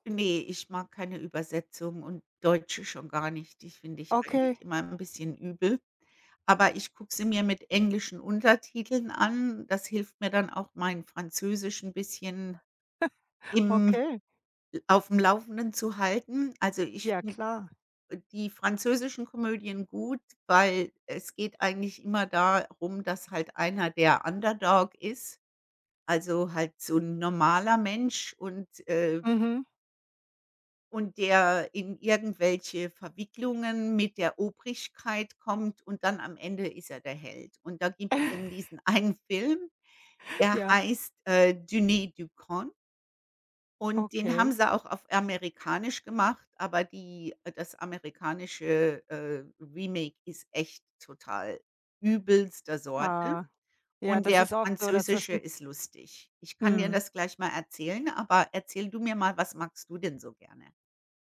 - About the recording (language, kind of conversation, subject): German, unstructured, Welcher Film hat dich zuletzt richtig zum Lachen gebracht?
- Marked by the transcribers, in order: chuckle; chuckle; laughing while speaking: "einen"; unintelligible speech; in English: "Remake"